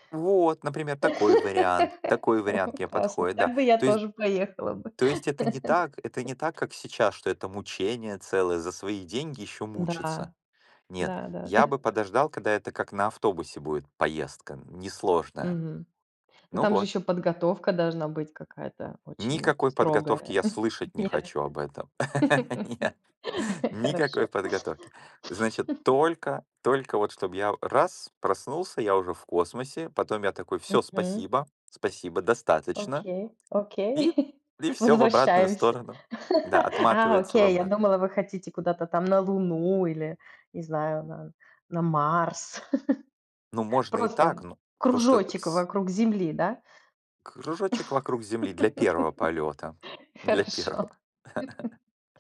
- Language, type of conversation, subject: Russian, unstructured, Как ты представляешь свою жизнь через десять лет?
- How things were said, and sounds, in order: laugh; laugh; chuckle; laugh; laughing while speaking: "Нет"; other background noise; chuckle; laugh; chuckle; chuckle; laugh; chuckle; laugh; laughing while speaking: "первого"; chuckle